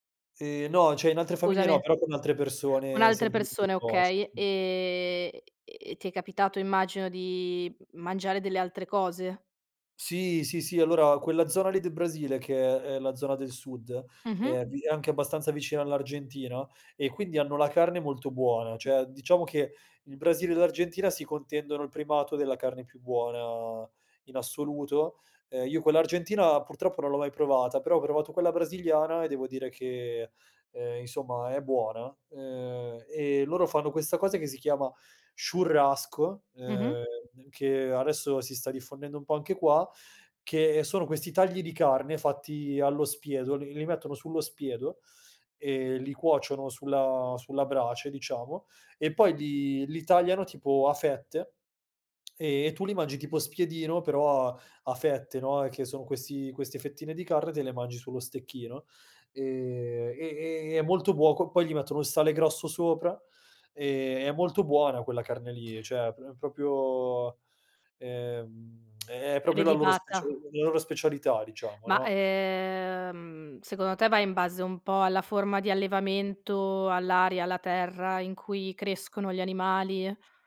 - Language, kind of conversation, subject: Italian, podcast, Hai mai partecipato a una cena in una famiglia locale?
- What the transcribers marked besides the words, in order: other background noise; tapping; in Portuguese: "churrasco"